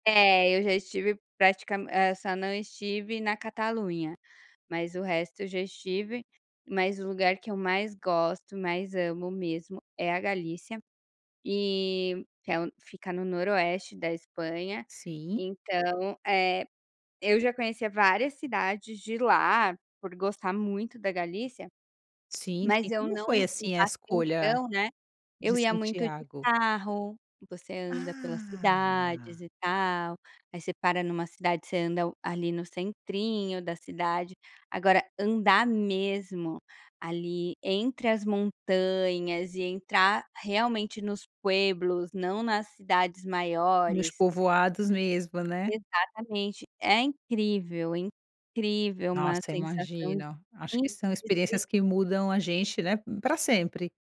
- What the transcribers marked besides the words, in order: in Spanish: "pueblos"
- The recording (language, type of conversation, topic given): Portuguese, podcast, Qual foi o seu encontro mais marcante com a natureza?